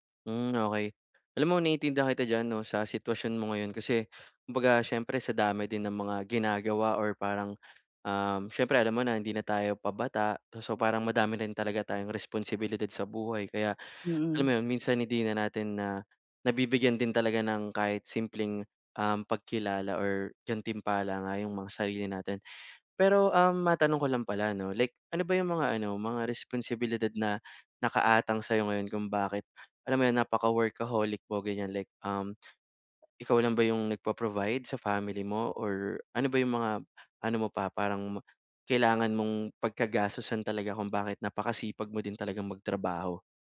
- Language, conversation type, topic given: Filipino, advice, Paano ako pipili ng gantimpalang tunay na makabuluhan?
- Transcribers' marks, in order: none